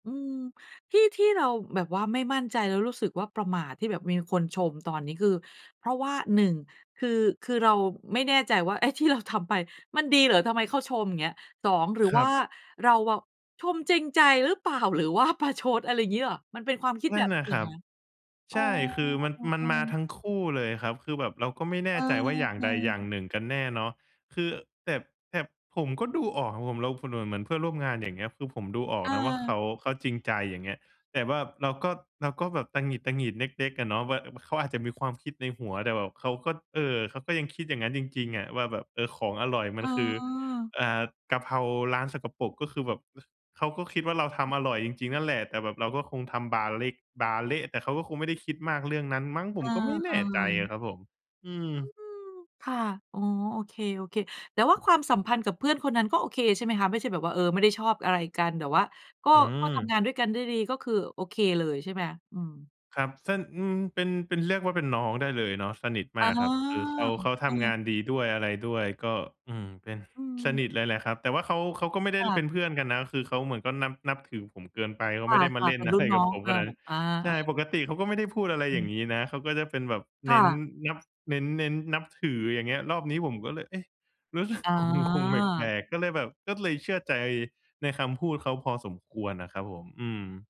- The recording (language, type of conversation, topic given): Thai, advice, ฉันจะจัดการความรู้สึกเมื่อถูกติชมโดยไม่ตอบโต้รุนแรงได้อย่างไร?
- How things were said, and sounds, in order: laughing while speaking: "อะไร"; laughing while speaking: "รู้สึกงง ๆ"